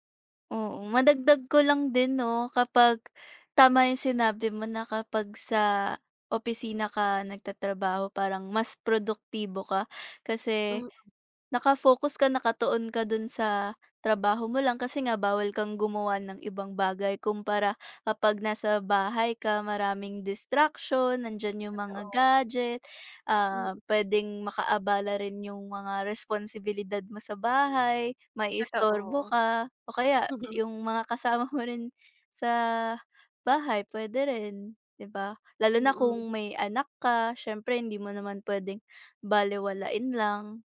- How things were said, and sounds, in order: tapping; chuckle; tongue click
- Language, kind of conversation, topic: Filipino, unstructured, Mas gugustuhin mo bang magtrabaho sa opisina o mula sa bahay?